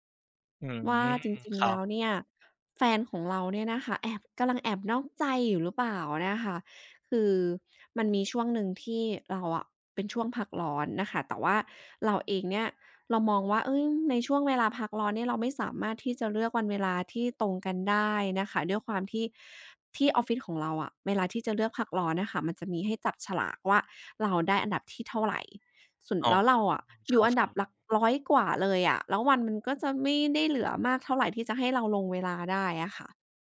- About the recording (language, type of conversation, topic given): Thai, advice, ทำไมคุณถึงสงสัยว่าแฟนกำลังมีความสัมพันธ์ลับหรือกำลังนอกใจคุณ?
- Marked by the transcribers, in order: other background noise